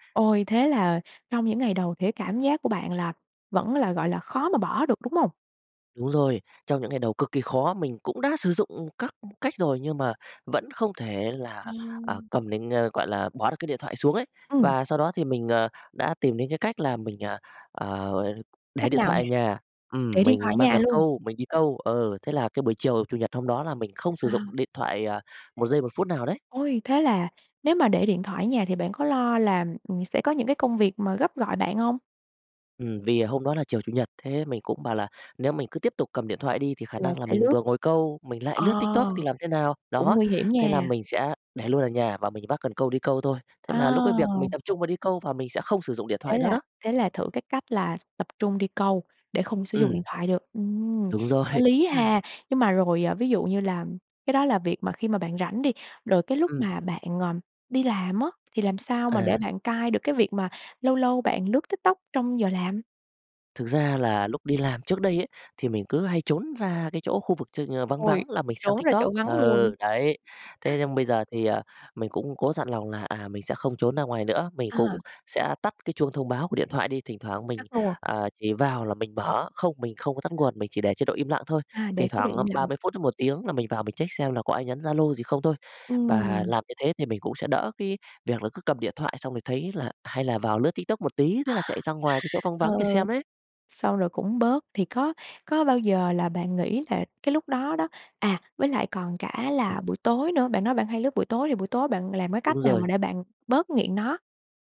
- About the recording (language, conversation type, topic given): Vietnamese, podcast, Bạn đã bao giờ tạm ngừng dùng mạng xã hội một thời gian chưa, và bạn cảm thấy thế nào?
- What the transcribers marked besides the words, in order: other noise; tapping; laughing while speaking: "rồi"; laugh; chuckle; laughing while speaking: "Ờ"